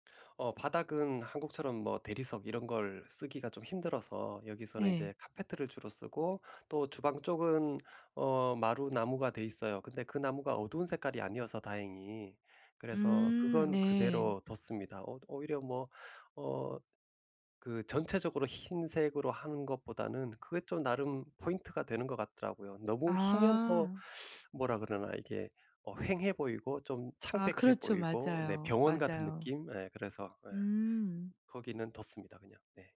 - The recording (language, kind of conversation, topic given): Korean, podcast, 작은 집이 더 넓어 보이게 하려면 무엇이 가장 중요할까요?
- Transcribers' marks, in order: other background noise; tapping; teeth sucking